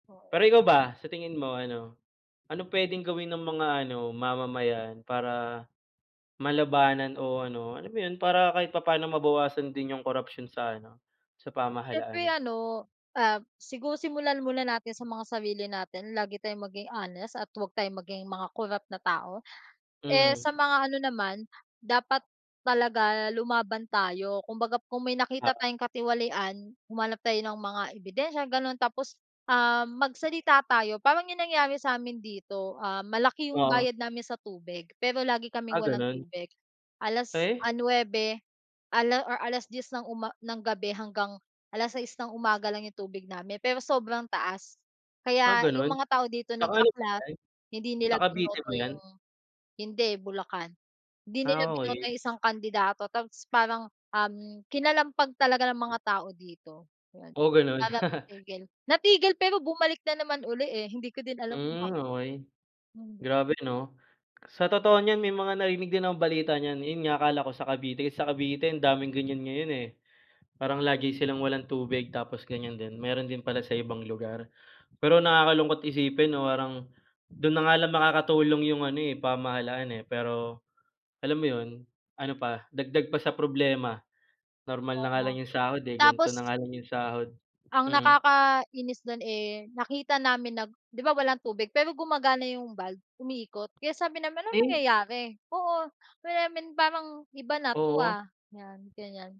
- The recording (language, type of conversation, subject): Filipino, unstructured, Paano mo nakikita ang epekto ng korapsyon sa pamahalaan?
- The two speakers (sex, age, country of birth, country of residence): female, 25-29, Philippines, Philippines; male, 25-29, Philippines, Philippines
- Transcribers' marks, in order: chuckle